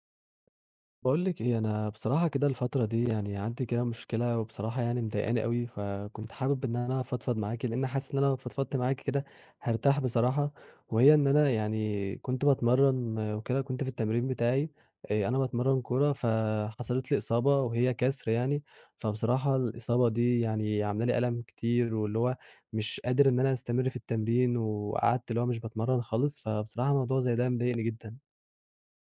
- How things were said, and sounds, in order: none
- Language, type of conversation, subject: Arabic, advice, إزاي أتعامل مع وجع أو إصابة حصلتلي وأنا بتمرن وأنا متردد أكمل؟